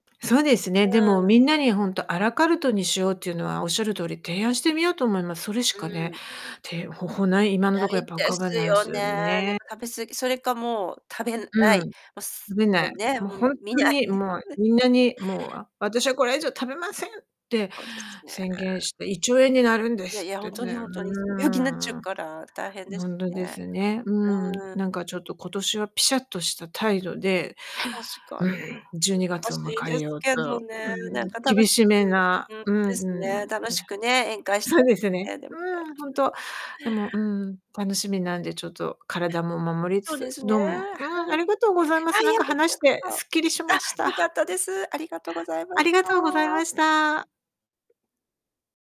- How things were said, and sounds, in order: distorted speech; chuckle; other background noise; background speech; chuckle; tapping
- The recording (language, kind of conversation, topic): Japanese, advice, 外食や宴会でつい食べ過ぎてしまうのはどんなときですか？